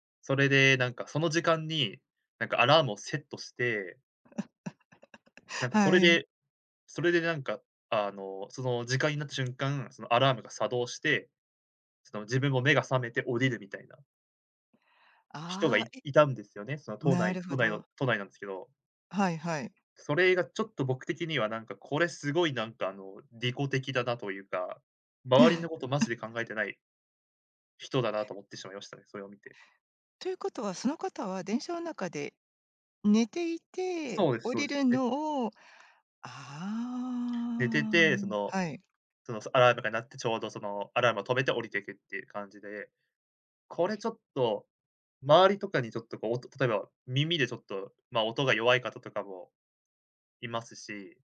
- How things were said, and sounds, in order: giggle; giggle; drawn out: "ああ"
- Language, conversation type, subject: Japanese, podcast, 電車内でのスマホの利用マナーで、あなたが気になることは何ですか？